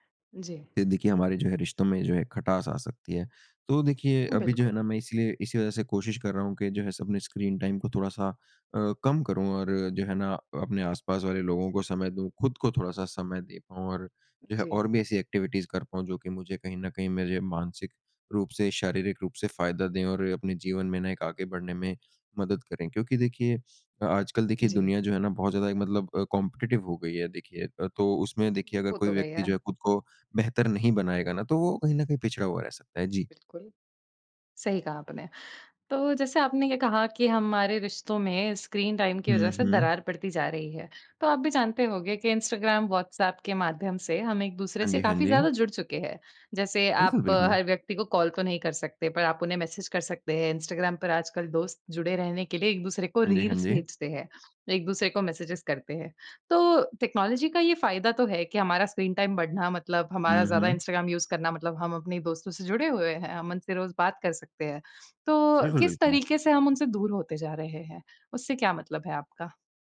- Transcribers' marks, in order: in English: "स्क्रीन टाइम"; in English: "एक्टिविटी"; in English: "कॉम्पिटेटिव"; in English: "स्क्रीन टाइम"; in English: "मैसेज"; in English: "मैसेजेस"; in English: "स्क्रीन टाइम"; in English: "यूस"
- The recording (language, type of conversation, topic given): Hindi, podcast, आप स्क्रीन पर बिताए समय को कैसे प्रबंधित करते हैं?